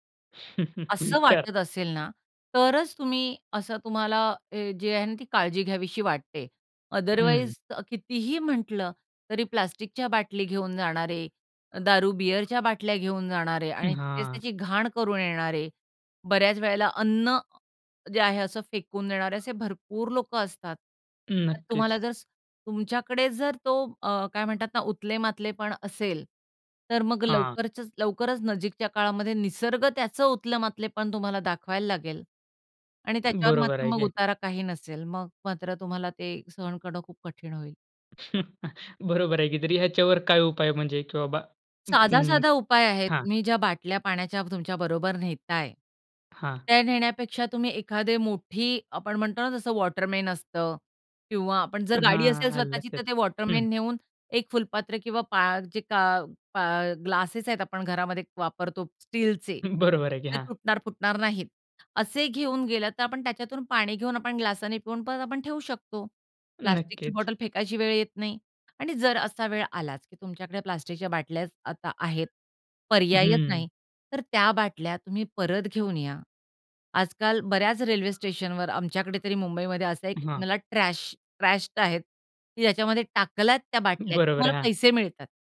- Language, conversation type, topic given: Marathi, podcast, निसर्गात वेळ घालवण्यासाठी तुमची सर्वात आवडती ठिकाणे कोणती आहेत?
- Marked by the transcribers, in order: chuckle; tapping; in English: "अदरवाईज"; chuckle; unintelligible speech; in English: "वॉटरमन"; other background noise; in English: "वॉटरमन"; laughing while speaking: "हं. बरोबर आहे की. हां"; "आलीच" said as "आलाच"